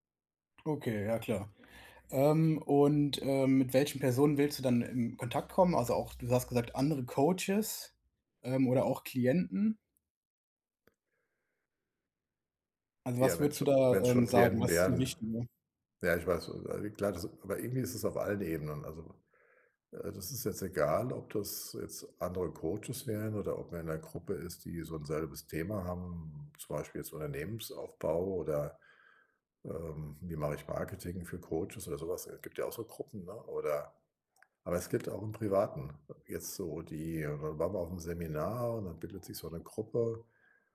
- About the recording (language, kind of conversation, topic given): German, advice, Wie baue ich in meiner Firma ein nützliches Netzwerk auf und pflege es?
- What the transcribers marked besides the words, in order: other background noise